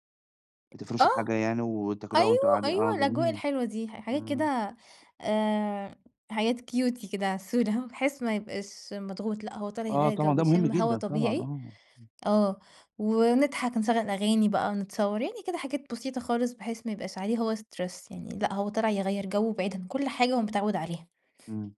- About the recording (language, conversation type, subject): Arabic, podcast, إزاي تحافظوا على وقت خاص ليكم إنتوا الاتنين وسط الشغل والعيلة؟
- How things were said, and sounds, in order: tapping; in English: "Cutie"; laughing while speaking: "عسولة"; in English: "stress"